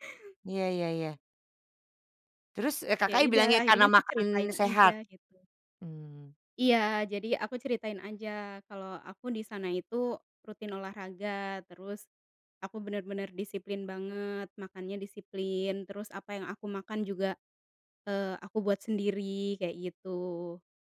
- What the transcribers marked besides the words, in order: none
- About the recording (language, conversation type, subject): Indonesian, podcast, Ceritakan satu momen yang paling mengubah hidupmu dan bagaimana kejadiannya?